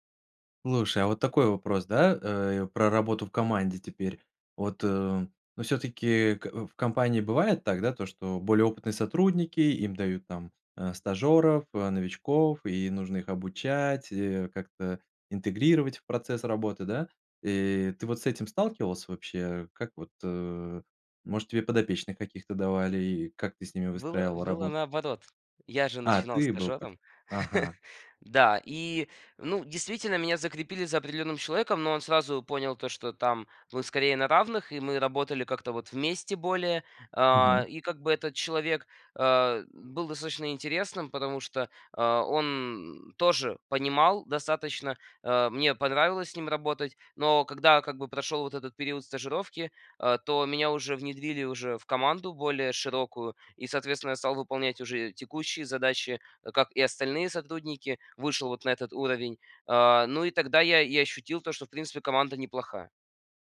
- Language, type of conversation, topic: Russian, podcast, Как вы выстраиваете доверие в команде?
- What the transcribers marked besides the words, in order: chuckle